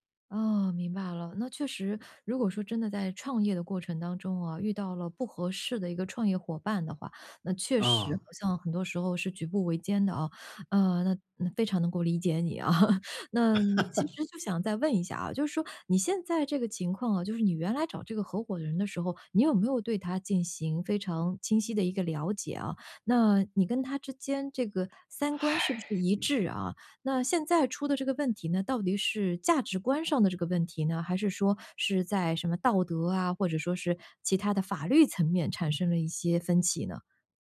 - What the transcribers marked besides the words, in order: laugh; sigh; other background noise
- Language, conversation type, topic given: Chinese, advice, 我如何在创业初期有效组建并管理一支高效团队？